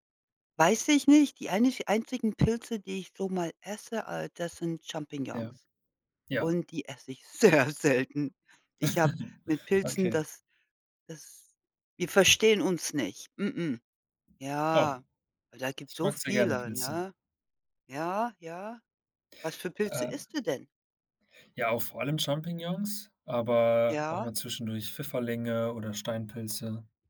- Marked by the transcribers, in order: chuckle; laughing while speaking: "sehr selten"; tapping
- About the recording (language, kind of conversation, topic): German, unstructured, Was macht ein Gericht für dich besonders lecker?